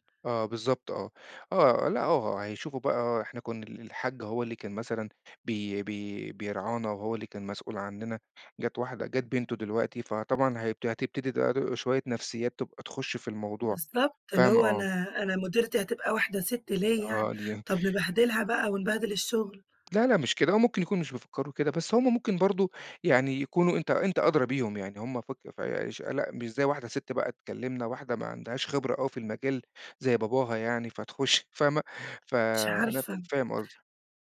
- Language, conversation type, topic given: Arabic, advice, إمتى آخر مرة تصرّفت باندفاع وندمت بعدين؟
- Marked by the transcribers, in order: tapping